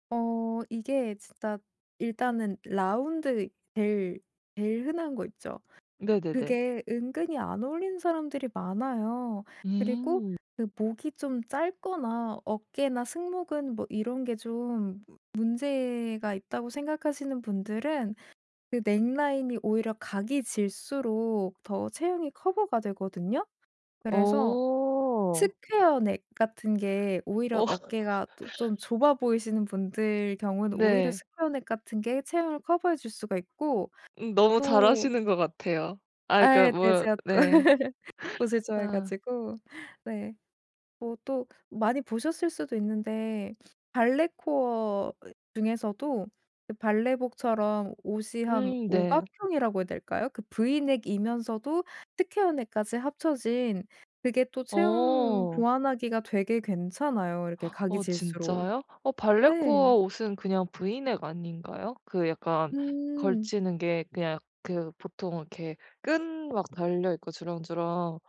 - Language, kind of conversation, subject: Korean, advice, 어떤 의류 사이즈와 핏이 저에게 가장 잘 어울릴까요?
- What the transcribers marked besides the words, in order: other background noise; laugh; laugh; gasp; tapping; sniff; gasp